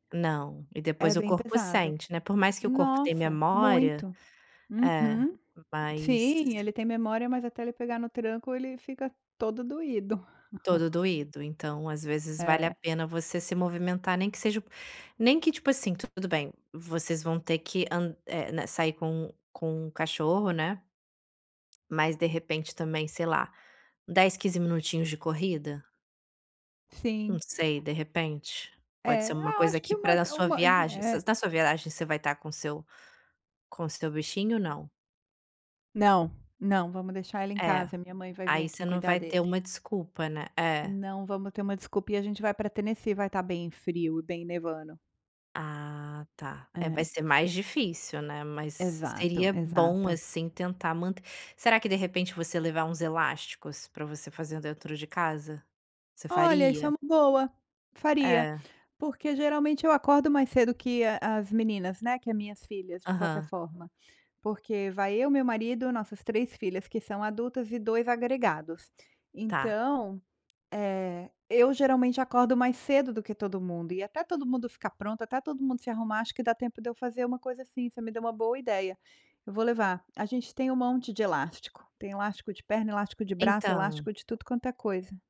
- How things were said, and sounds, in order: laugh; tapping
- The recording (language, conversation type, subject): Portuguese, advice, Como posso manter uma rotina de exercícios sem desistir?